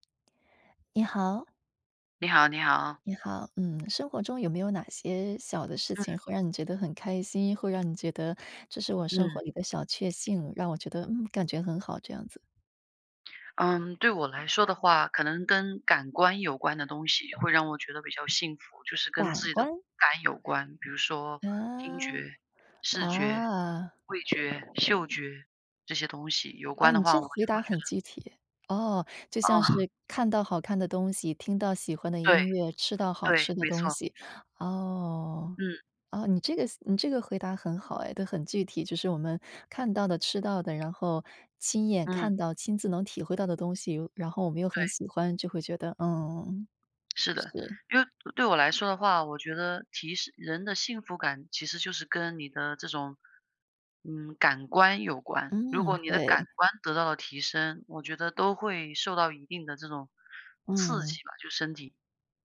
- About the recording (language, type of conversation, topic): Chinese, unstructured, 你怎么看待生活中的小确幸？
- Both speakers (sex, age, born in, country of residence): female, 35-39, China, United States; female, 35-39, China, United States
- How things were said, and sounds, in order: tapping; other background noise; chuckle